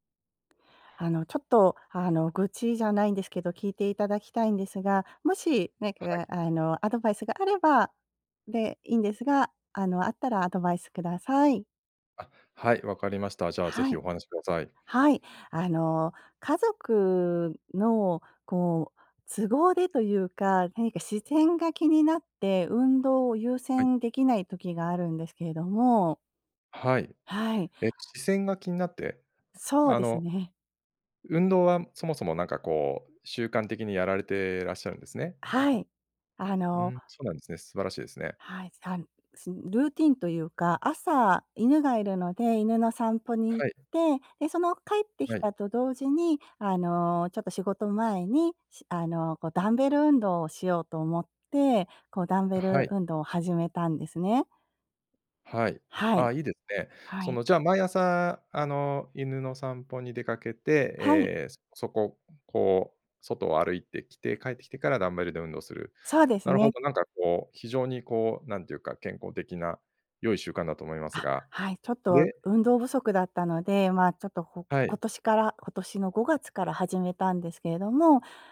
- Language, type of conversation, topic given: Japanese, advice, 家族の都合で運動を優先できないとき、どうすれば運動の時間を確保できますか？
- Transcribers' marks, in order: tapping; other background noise; "いいですね" said as "いいでね"